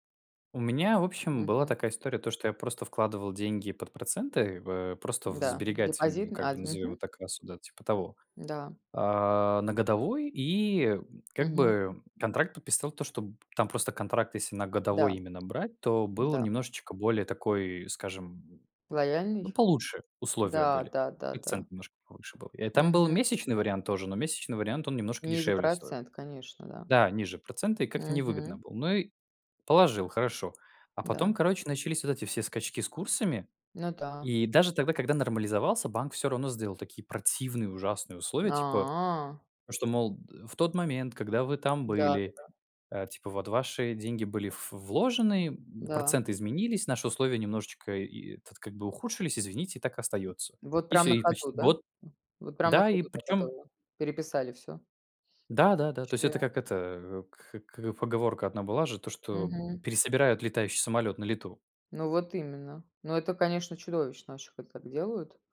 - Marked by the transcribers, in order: tapping; drawn out: "А"; "Вообще" said as "вще"; "вообще" said as "вще"; "когда" said as "када"
- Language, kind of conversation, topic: Russian, unstructured, Что заставляет вас не доверять банкам и другим финансовым организациям?